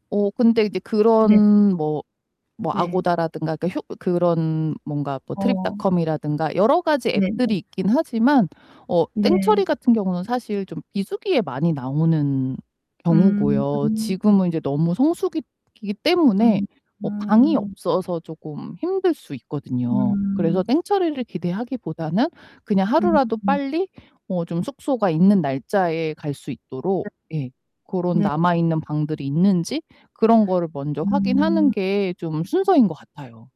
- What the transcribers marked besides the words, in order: tapping; distorted speech; other background noise
- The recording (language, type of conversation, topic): Korean, advice, 예산에 맞춰 휴가를 계획하려면 어디서부터 어떻게 시작하면 좋을까요?